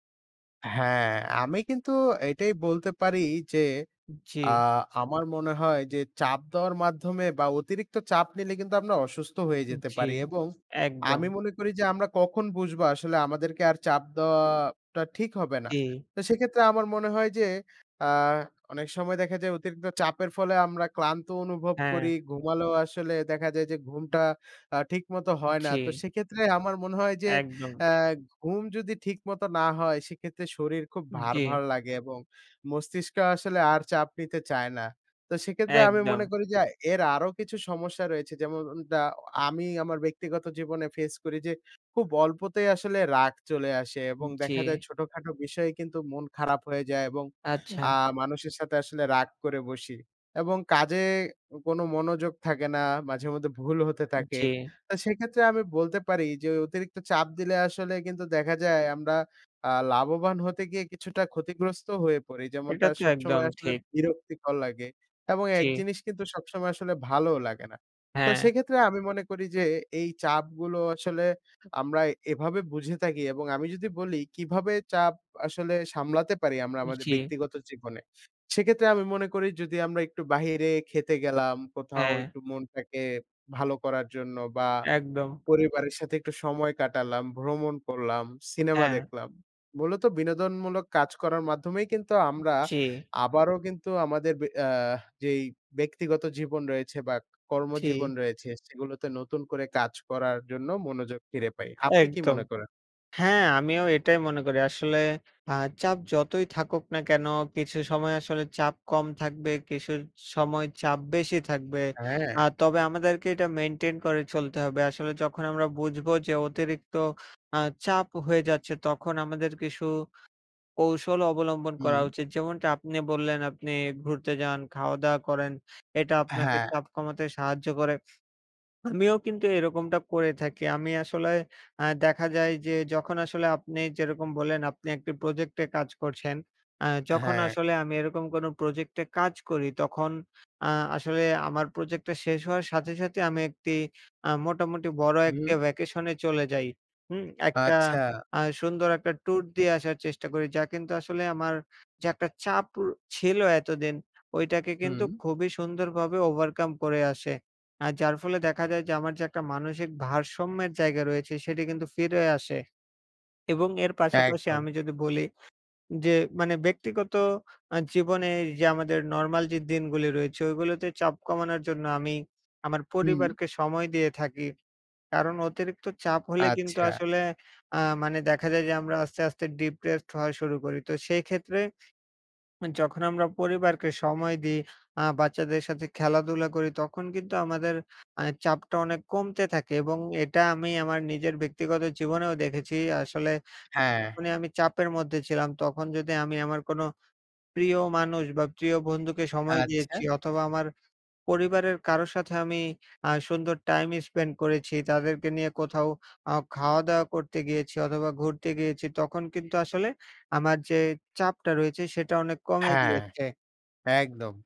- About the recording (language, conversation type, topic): Bengali, unstructured, নিজের ওপর চাপ দেওয়া কখন উপকার করে, আর কখন ক্ষতি করে?
- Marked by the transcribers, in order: other background noise